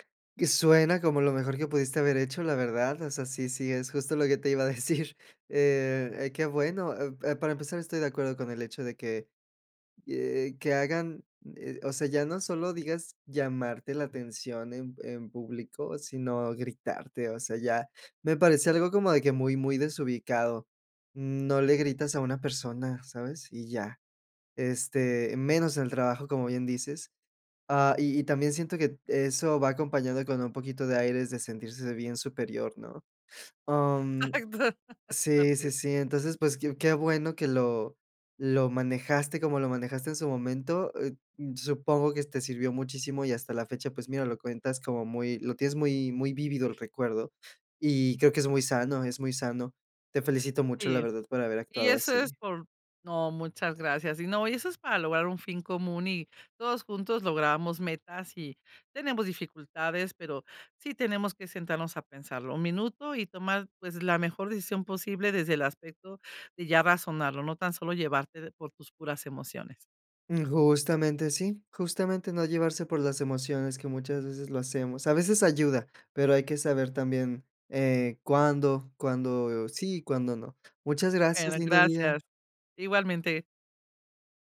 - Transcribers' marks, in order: laughing while speaking: "decir"; laughing while speaking: "Exacto"; other background noise
- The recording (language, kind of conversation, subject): Spanish, podcast, ¿Cómo priorizar metas cuando todo parece urgente?